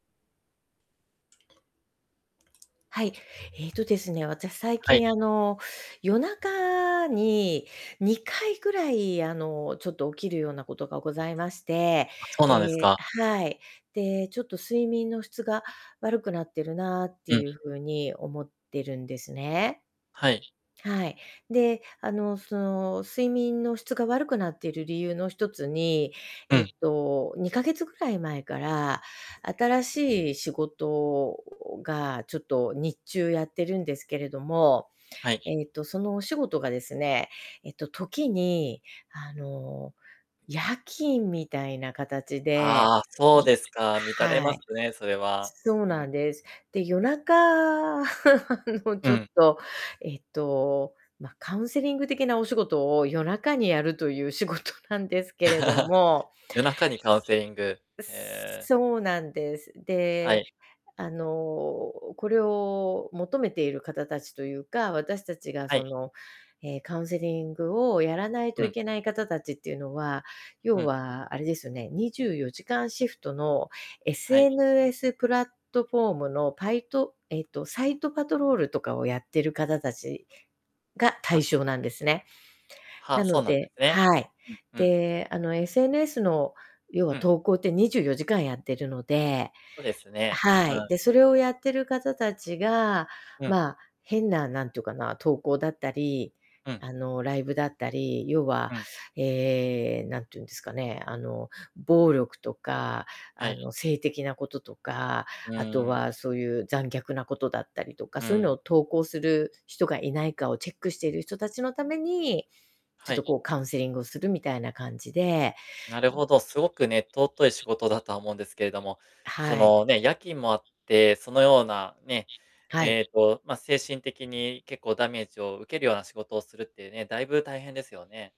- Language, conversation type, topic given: Japanese, advice, 旅行や週末などで環境が変わると寝つきが悪くなるのですが、どうすればよいですか？
- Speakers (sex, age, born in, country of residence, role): female, 55-59, Japan, Japan, user; male, 35-39, Japan, Japan, advisor
- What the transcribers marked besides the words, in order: tapping; other background noise; unintelligible speech; static; chuckle; laughing while speaking: "あの、 ちょっと"; distorted speech; laughing while speaking: "仕事"; laugh; background speech